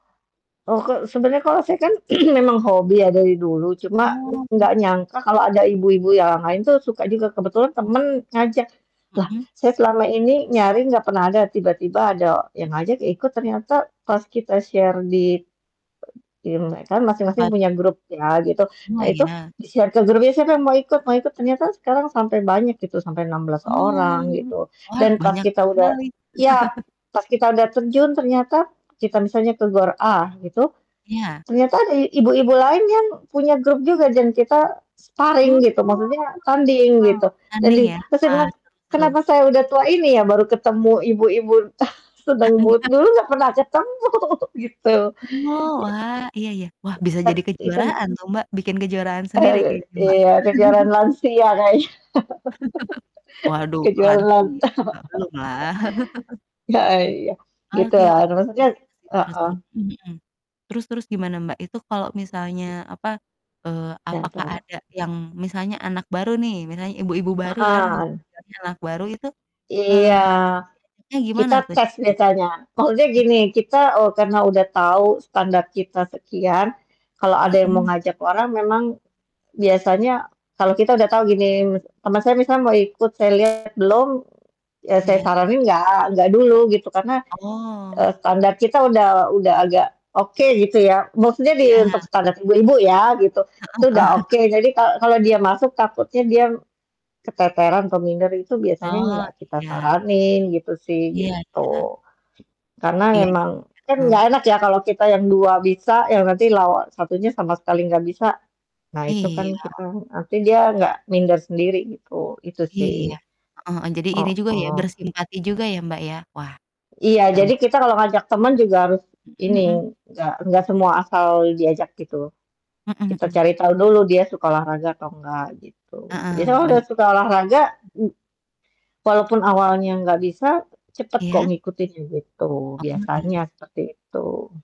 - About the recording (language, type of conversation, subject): Indonesian, unstructured, Apa yang membuat hobi jadi lebih seru kalau dilakukan bersama teman?
- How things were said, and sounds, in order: distorted speech; throat clearing; mechanical hum; in English: "share"; other noise; in English: "di-share"; chuckle; in English: "sparing"; chuckle; laughing while speaking: "ketemu?"; in English: "even"; chuckle; laugh; chuckle; other background noise; static; unintelligible speech; unintelligible speech; chuckle; unintelligible speech